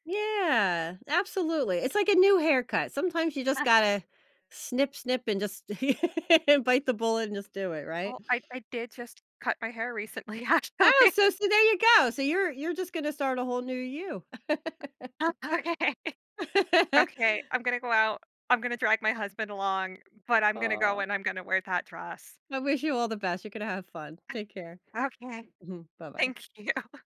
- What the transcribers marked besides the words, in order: laugh; tapping; laughing while speaking: "actually"; laughing while speaking: "okay"; chuckle; laugh; other background noise; laughing while speaking: "you"
- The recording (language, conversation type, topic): English, advice, How can I celebrate my achievement and use it to build confidence for future goals?